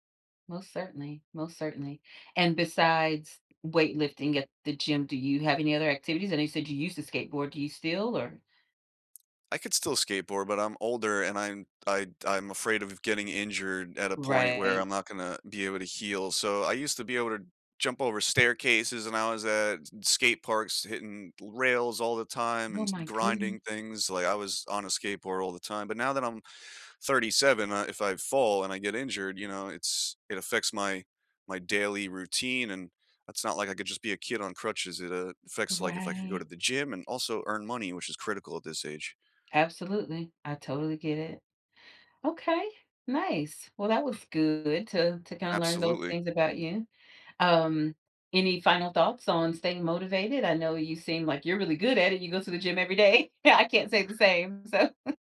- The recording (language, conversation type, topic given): English, unstructured, How do you stay motivated to move regularly?
- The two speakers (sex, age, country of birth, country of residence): female, 40-44, United States, United States; male, 35-39, United States, United States
- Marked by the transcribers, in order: tapping; laughing while speaking: "day"; laughing while speaking: "So"; chuckle